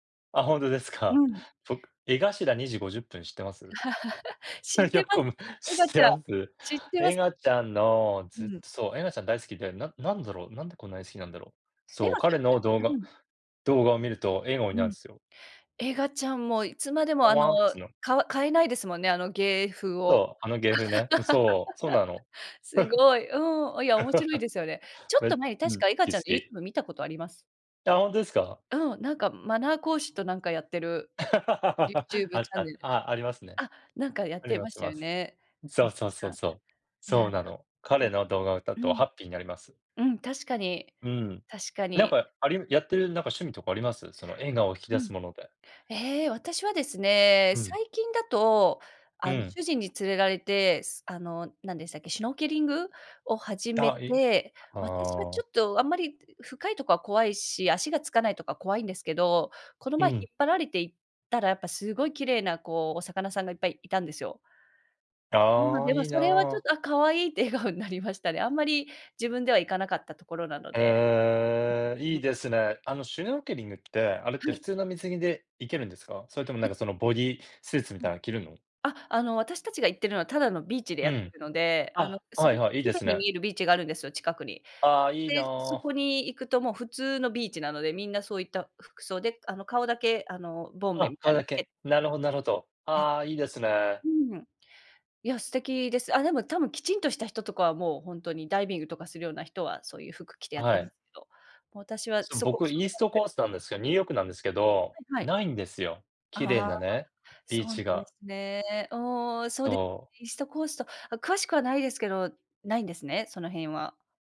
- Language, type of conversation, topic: Japanese, unstructured, あなたの笑顔を引き出すものは何ですか？
- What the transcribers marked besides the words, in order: laughing while speaking: "本当ですか"; other background noise; chuckle; laugh; laughing while speaking: "よくこむ 知ってます？"; unintelligible speech; laugh; tapping; chuckle; laugh; laughing while speaking: "笑顔になりましたね"